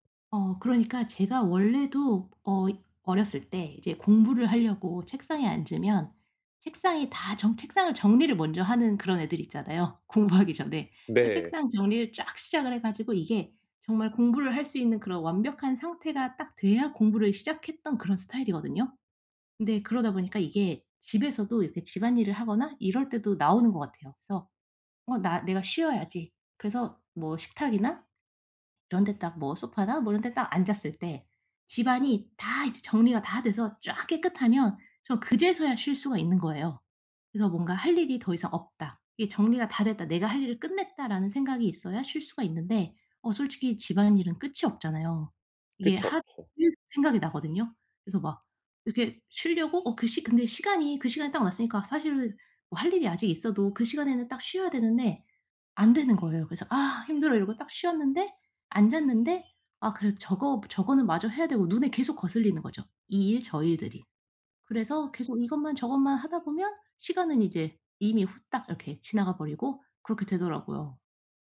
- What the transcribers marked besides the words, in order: laughing while speaking: "공부하기 전에"; other background noise; laugh
- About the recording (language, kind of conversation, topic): Korean, advice, 집에서 어떻게 하면 제대로 휴식을 취할 수 있을까요?